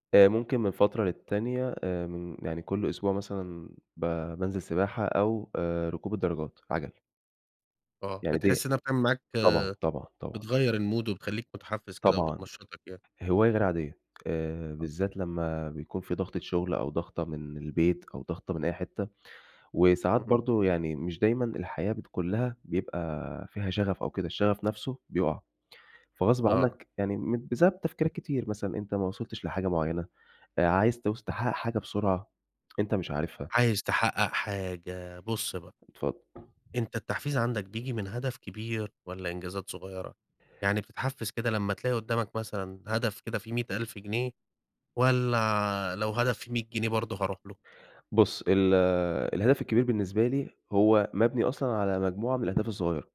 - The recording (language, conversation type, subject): Arabic, podcast, إيه اللي بتعمله عشان تفضل متحفّز كل يوم؟
- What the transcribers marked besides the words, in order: in English: "الmood"; tapping; other background noise